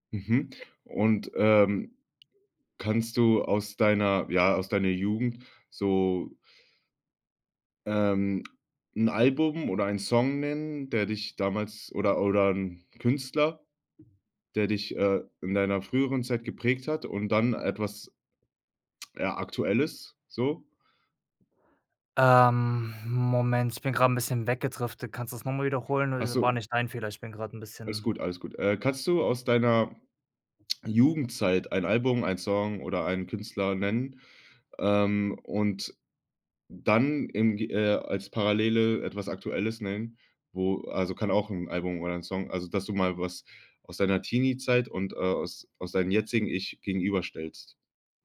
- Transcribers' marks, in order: other background noise
- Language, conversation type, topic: German, podcast, Wie hat sich dein Musikgeschmack über die Jahre verändert?